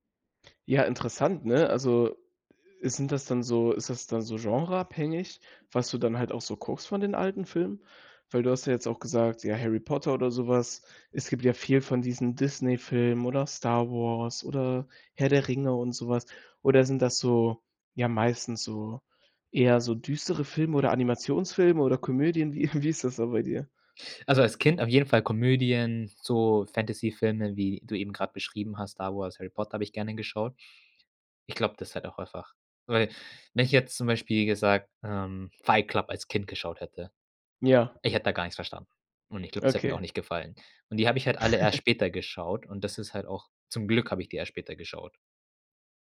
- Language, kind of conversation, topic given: German, podcast, Welche Filme schaust du dir heute noch aus nostalgischen Gründen an?
- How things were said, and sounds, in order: chuckle; chuckle